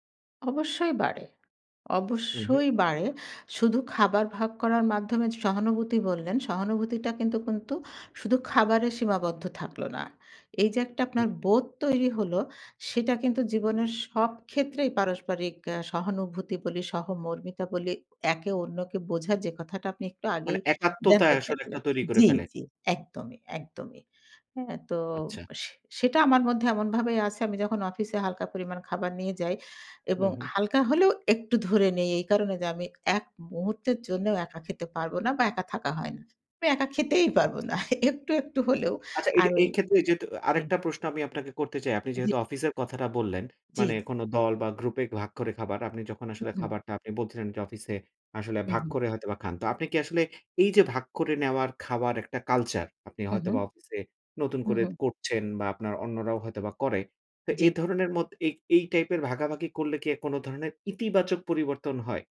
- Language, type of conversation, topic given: Bengali, podcast, খাবার ভাগ করে আপনি কোন কোন সামাজিক মূল্যবোধ শিখেছেন?
- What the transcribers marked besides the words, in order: laughing while speaking: "আমি একা খেতেই পারবো না"; other background noise